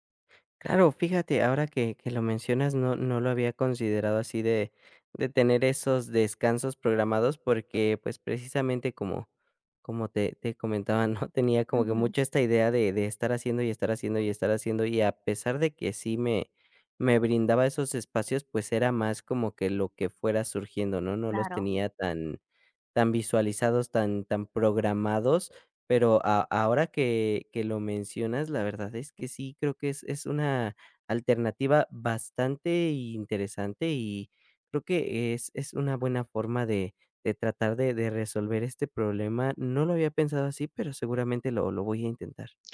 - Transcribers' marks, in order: none
- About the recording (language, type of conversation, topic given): Spanish, advice, ¿Cómo puedo manejar pensamientos negativos recurrentes y una autocrítica intensa?